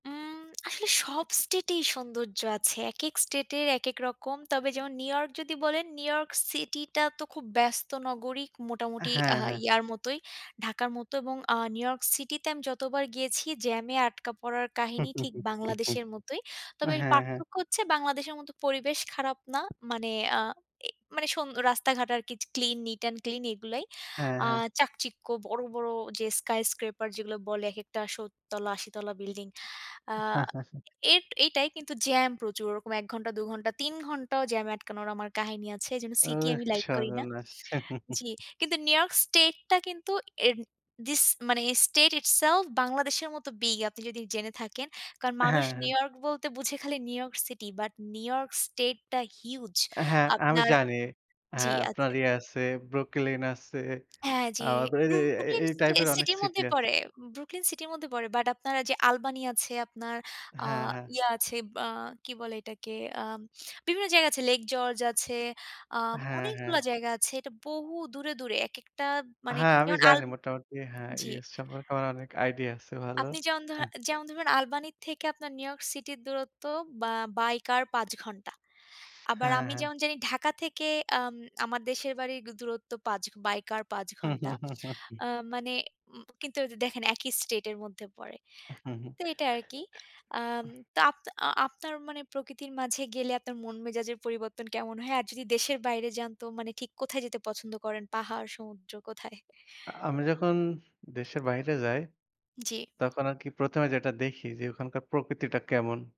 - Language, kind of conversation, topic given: Bengali, unstructured, প্রকৃতির সৌন্দর্য আপনার জীবনে কী ধরনের অনুভূতি জাগায়?
- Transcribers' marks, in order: other background noise; tapping; chuckle; in English: "skyscraper"; chuckle; chuckle; in English: "itself"; chuckle; chuckle; hiccup